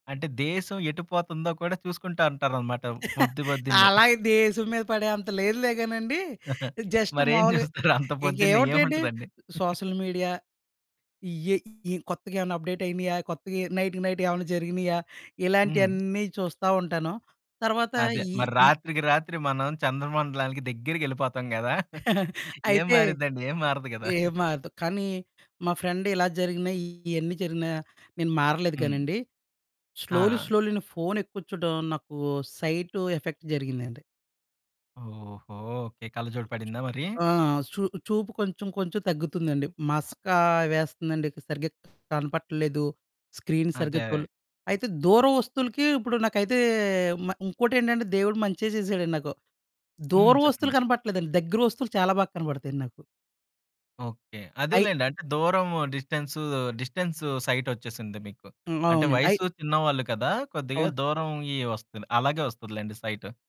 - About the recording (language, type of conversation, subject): Telugu, podcast, మీ మొబైల్ లేకుండా ప్రకృతిలో గడిపినప్పుడు మొదటి నిమిషాల్లో మీకు ఏం అనిపిస్తుంది?
- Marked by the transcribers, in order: other background noise; chuckle; laughing while speaking: "అలాగే దేశం మీద పడే అంత లేదులేగానండీ. జస్ట్ మావులుగా ఇంకేవుంటయండి"; giggle; in English: "జస్ట్"; laughing while speaking: "మరేం జూస్తారు అంత పొద్దున్నే, ఏముంటదండి?"; in English: "సోషల్ మీడియా"; in English: "నైట్‌కి నైట్"; tapping; chuckle; giggle; distorted speech; in English: "స్లోలీ, స్లోలీ"; in English: "ఎఫెక్ట్"; in English: "స్క్రీన్"